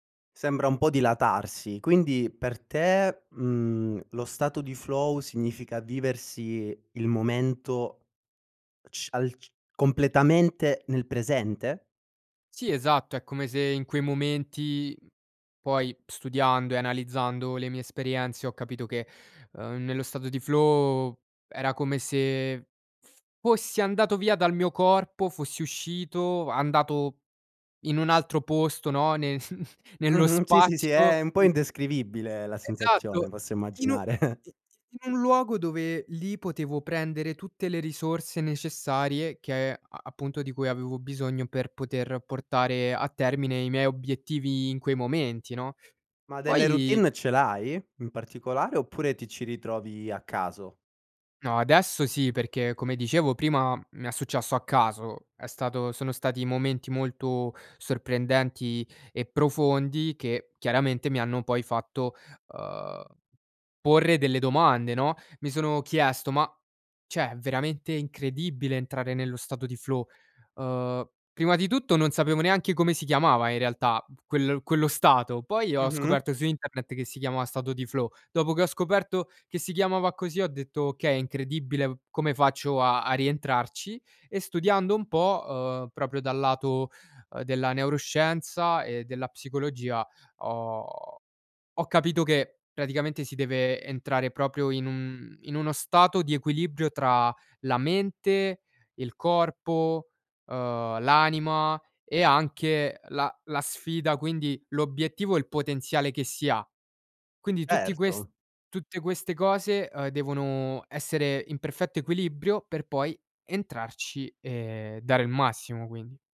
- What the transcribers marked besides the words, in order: in English: "flow"; "esperienze" said as "esperianze"; in English: "flow"; chuckle; chuckle; "cioè" said as "ceh"; in English: "flow"; in English: "flow"; "equilibrio" said as "equilibbrio"
- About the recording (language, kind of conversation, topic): Italian, podcast, Cosa fai per entrare in uno stato di flow?